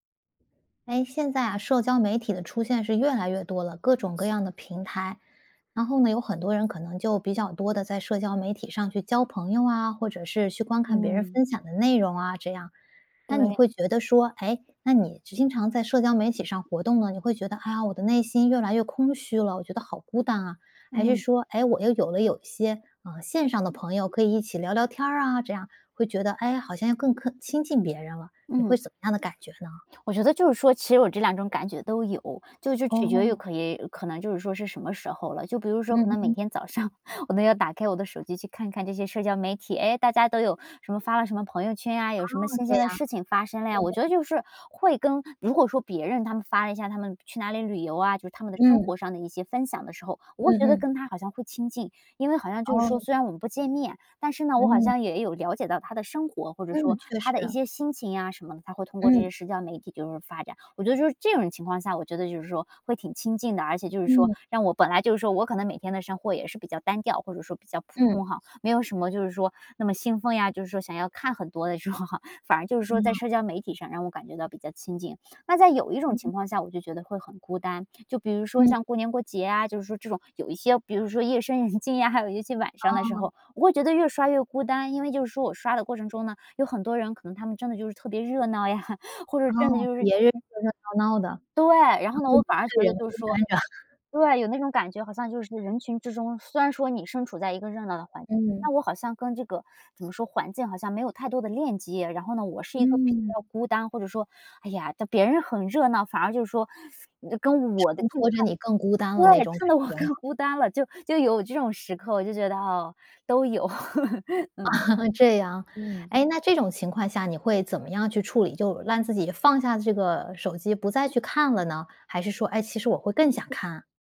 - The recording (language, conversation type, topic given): Chinese, podcast, 社交媒体会让你更孤单，还是让你与他人更亲近？
- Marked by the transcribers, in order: other background noise; tapping; laughing while speaking: "上"; laughing while speaking: "时候"; laughing while speaking: "静呀"; laughing while speaking: "呀"; laughing while speaking: "着"; laughing while speaking: "更"; laugh